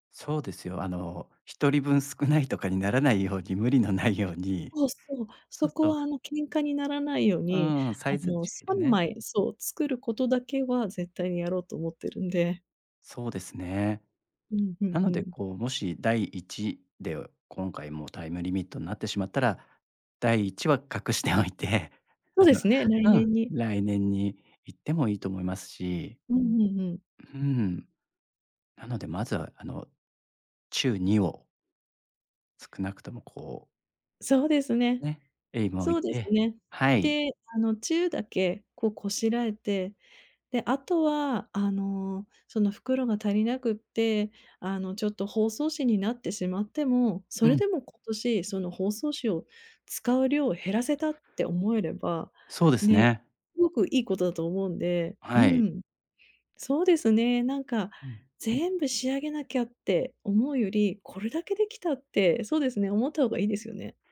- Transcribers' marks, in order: other background noise; tapping
- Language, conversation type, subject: Japanese, advice, 日常の忙しさで創作の時間を確保できない